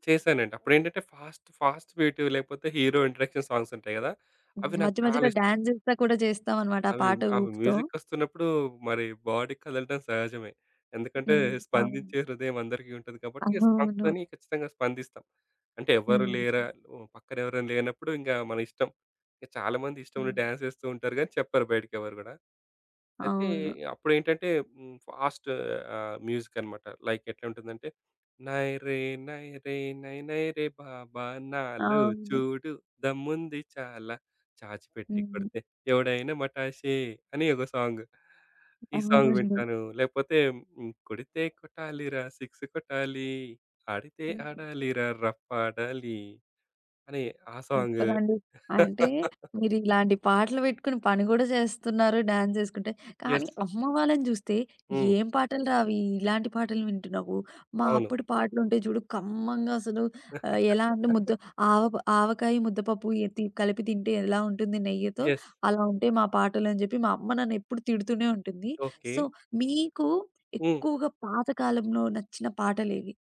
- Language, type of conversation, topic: Telugu, podcast, సినిమా పాటల్లో నీకు అత్యంత నచ్చిన పాట ఏది?
- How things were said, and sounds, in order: in English: "ఫాస్ట్ ఫాస్ట్"; in English: "హీరో ఇంట్రోడక్షన్ సాంగ్స్"; in English: "డాన్స్"; in English: "మ్యూజిక్"; in English: "బాడీ"; other background noise; in English: "లైక్"; singing: "నైరే నైరే నై నైరే బాబా … కొడితే ఎవడైనా మాటశే"; in English: "సాంగ్"; in English: "సాంగ్"; singing: "కొడితే కొట్టాలిరా సిక్స్ కొట్టాలి ఆడితే ఆడాలిరా రఫ్ ఆడాలి"; in English: "సూపర్"; laugh; in English: "యెస్"; laugh; in English: "యెస్"; in English: "సో"